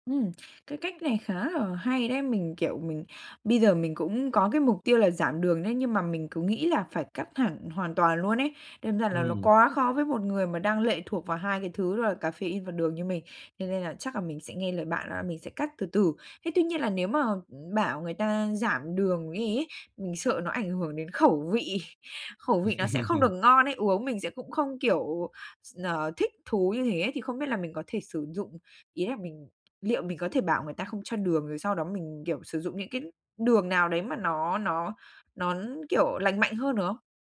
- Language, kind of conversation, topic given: Vietnamese, advice, Làm sao để giảm tiêu thụ caffeine và đường hàng ngày?
- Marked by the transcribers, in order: tapping; chuckle